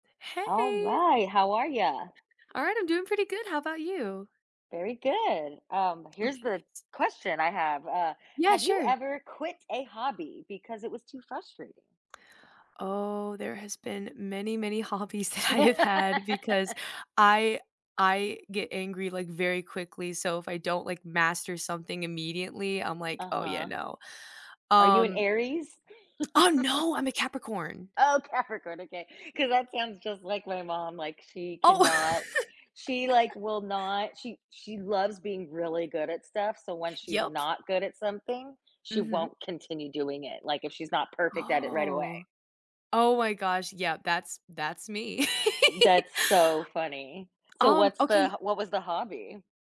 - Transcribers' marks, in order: tapping; other background noise; laughing while speaking: "hobbies that I have had"; laugh; chuckle; laughing while speaking: "Capricorn"; laugh; giggle
- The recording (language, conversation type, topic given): English, unstructured, How do you decide when to give up on a hobby or keep trying?
- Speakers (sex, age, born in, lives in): female, 18-19, Italy, United States; female, 40-44, United States, United States